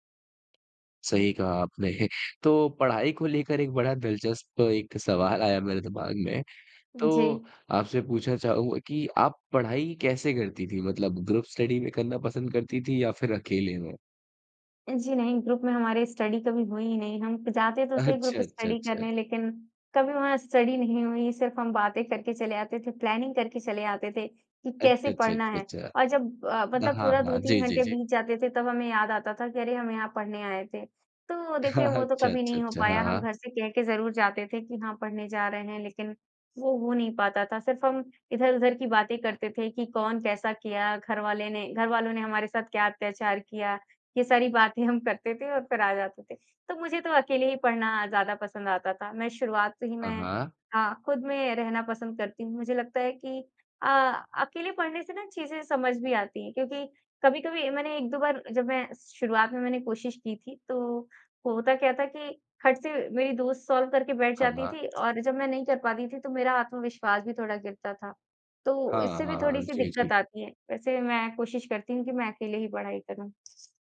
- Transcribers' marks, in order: tapping; laughing while speaking: "आपने"; in English: "ग्रुप स्टडी"; in English: "ग्रुप"; in English: "स्टडी"; laughing while speaking: "अच्छा"; in English: "ग्रुप स्टडी"; in English: "स्टडी"; in English: "प्लानिंग"; laughing while speaking: "हाँ, हाँ"; in English: "सॉल्व"; other background noise
- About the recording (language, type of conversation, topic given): Hindi, podcast, आप पढ़ाई और ज़िंदगी में संतुलन कैसे बनाते हैं?